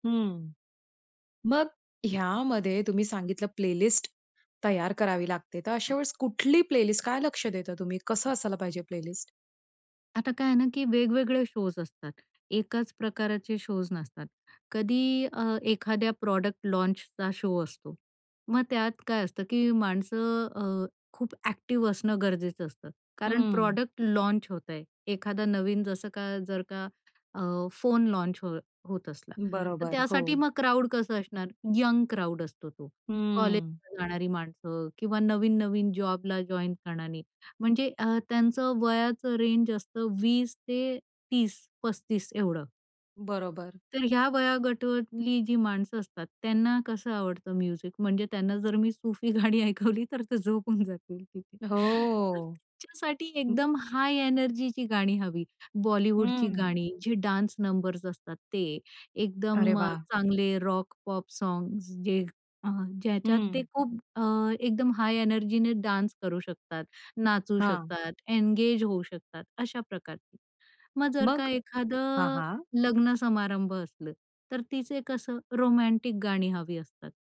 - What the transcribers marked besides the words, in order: in English: "प्लेलिस्ट"; in English: "प्लेलिस्ट"; in English: "प्लेलिस्ट?"; in English: "शोज्"; in English: "शोज्"; in English: "प्रॉडक्ट लॉन्चचा शो"; in English: "प्रॉडक्ट लॉन्च"; in English: "लॉन्च"; in English: "यंग क्राउड"; in English: "जॉइन"; "वयोगटातली" said as "वयोगटवतली"; in English: "म्युझिक?"; laughing while speaking: "सूफी गाणी ऐकवली तर ते झोपून जातील तिथे"; drawn out: "हो"; in English: "डान्स"; in English: "रॉक, पॉप सॉग्स"; in English: "डान्स"
- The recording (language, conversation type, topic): Marathi, podcast, लाईव्ह शोमध्ये श्रोत्यांचा उत्साह तुला कसा प्रभावित करतो?